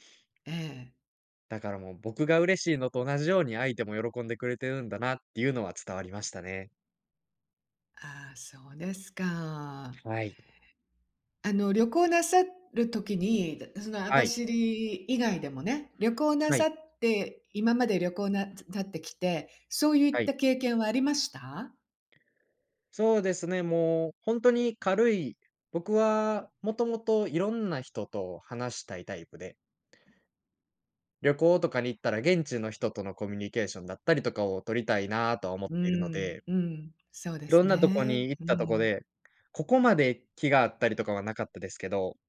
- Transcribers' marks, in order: none
- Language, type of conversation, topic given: Japanese, podcast, 旅先での忘れられない出会いは、どんなものだったのでしょうか？